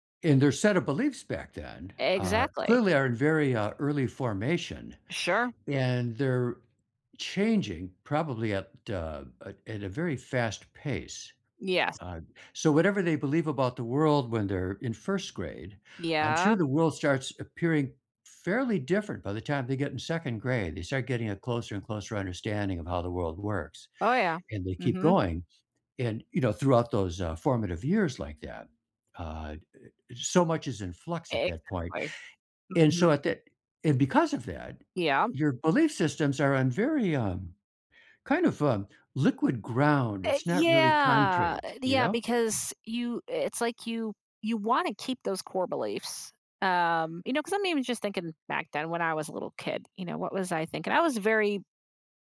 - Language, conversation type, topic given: English, unstructured, How can I cope when my beliefs are challenged?
- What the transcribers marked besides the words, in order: drawn out: "yeah"